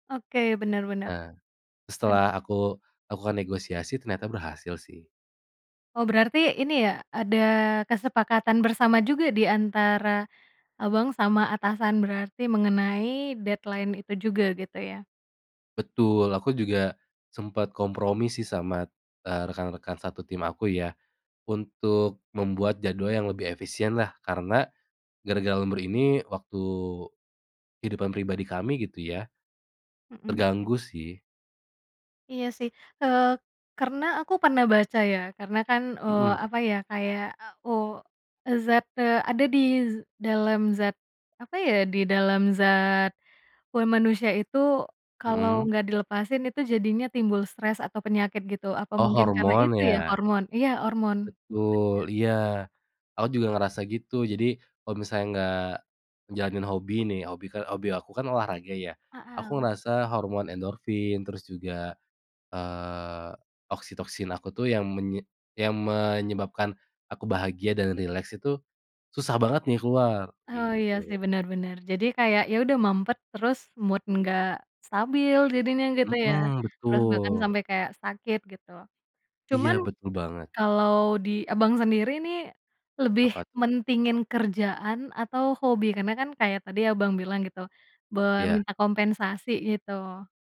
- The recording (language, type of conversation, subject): Indonesian, podcast, Bagaimana kamu mengatur waktu antara pekerjaan dan hobi?
- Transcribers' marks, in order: in English: "deadline"; tapping; other background noise; in English: "mood"